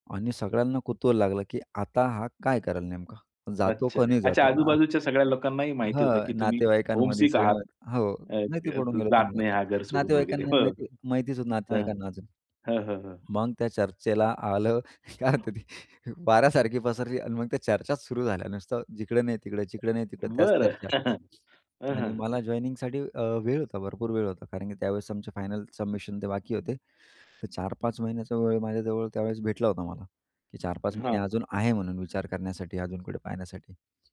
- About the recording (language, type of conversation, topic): Marathi, podcast, तुमच्या आयुष्यातला सर्वात मोठा बदल कधी आणि कसा झाला?
- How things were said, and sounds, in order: other background noise; unintelligible speech; background speech; in English: "होमसिक"; chuckle; laughing while speaking: "काय तरी वाऱ्यासारखी"; tapping; in English: "जॉइनिंगसाठी"; chuckle